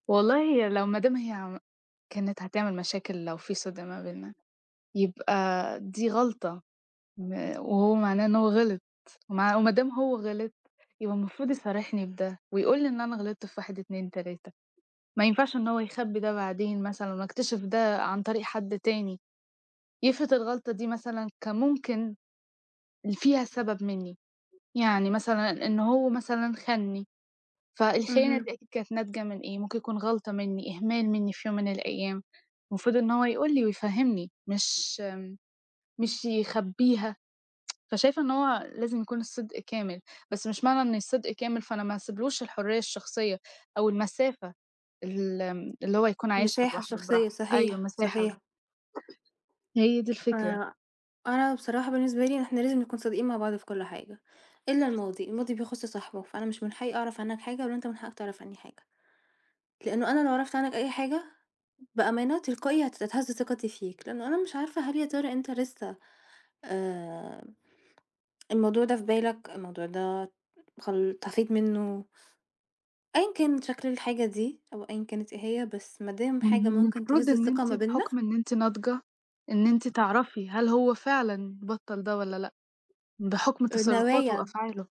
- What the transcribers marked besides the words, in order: tapping; other background noise; tsk
- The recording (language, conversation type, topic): Arabic, unstructured, إزاي تعرف إذا كان شريكك صادق معاك؟
- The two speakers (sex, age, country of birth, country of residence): female, 18-19, Egypt, Egypt; female, 20-24, Egypt, Portugal